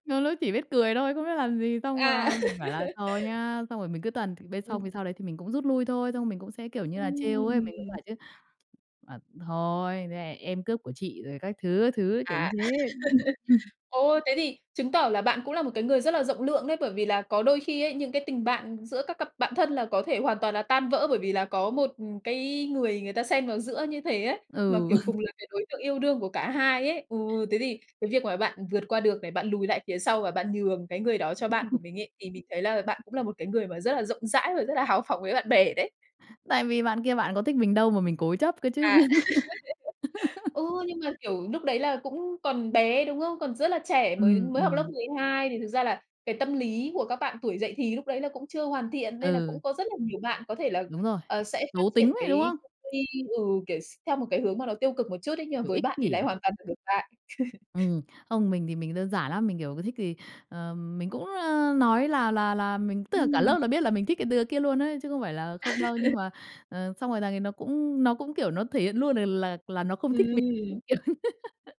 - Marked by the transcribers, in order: other background noise; laugh; tapping; drawn out: "Ừm!"; unintelligible speech; chuckle; chuckle; other noise; laugh; chuckle; chuckle; laughing while speaking: "Đúng kiểu"; laugh
- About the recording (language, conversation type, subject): Vietnamese, podcast, Bạn đã bao giờ tình cờ gặp ai đó rồi trở thành bạn thân với họ chưa?